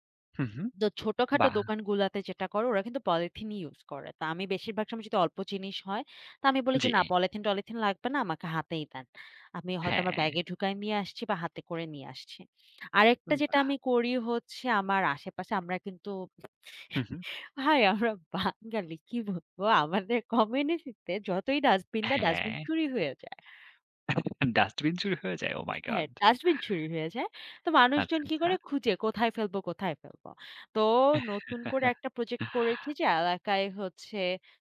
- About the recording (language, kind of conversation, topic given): Bengali, unstructured, আপনি কীভাবে আবর্জনা কমাতে সহায়তা করতে পারেন?
- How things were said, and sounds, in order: laughing while speaking: "ভাই আমরা বাঙালি কি বলবো? … চুরি হয়ে যায়"; laughing while speaking: "Dustbin চুরি হয়ে যায়? ওহ মাই গড!"; laugh